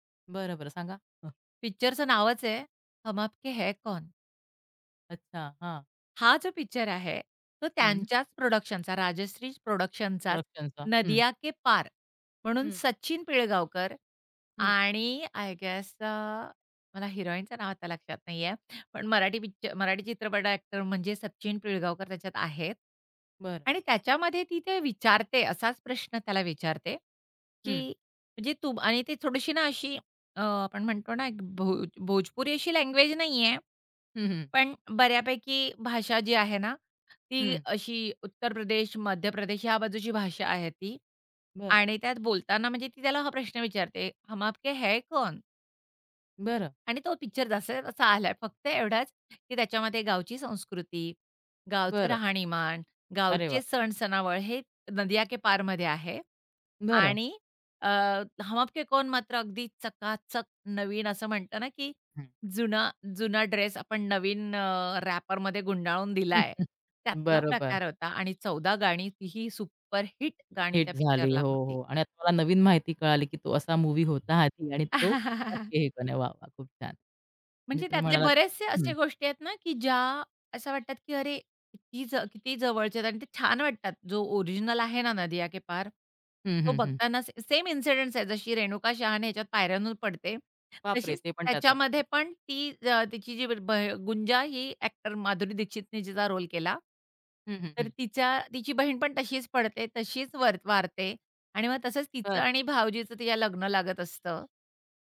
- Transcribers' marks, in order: in English: "प्रोडक्शनचा"; in English: "प्रोडक्शनचा"; other background noise; in English: "रॅपरमध्ये"; chuckle; tapping; chuckle; horn; unintelligible speech; in English: "रोल"
- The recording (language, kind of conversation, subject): Marathi, podcast, रिमेक करताना मूळ कथेचा गाभा कसा जपावा?
- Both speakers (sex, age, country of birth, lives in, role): female, 30-34, India, India, host; female, 45-49, India, India, guest